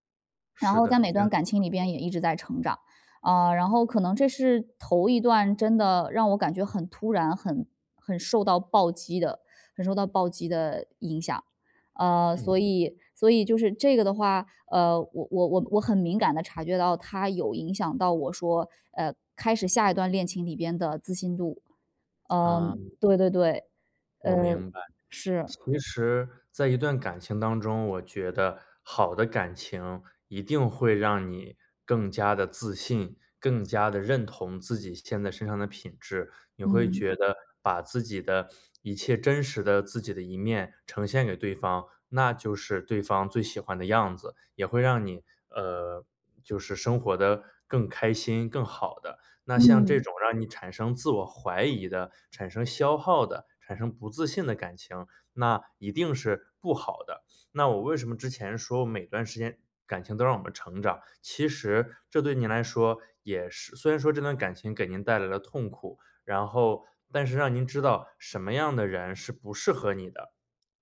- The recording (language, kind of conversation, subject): Chinese, advice, 我需要多久才能修复自己并准备好开始新的恋情？
- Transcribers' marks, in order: unintelligible speech; other background noise